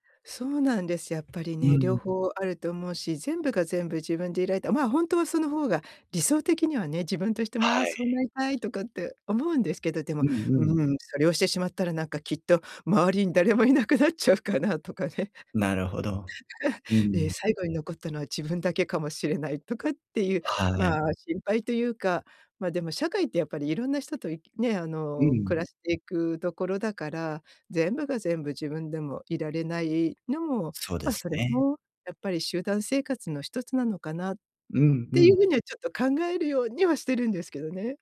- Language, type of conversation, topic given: Japanese, advice, グループの中で自分の居場所が見つからないとき、どうすれば馴染めますか？
- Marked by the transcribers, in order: laughing while speaking: "周りに誰もいなくなっちゃうかなとかね"; laugh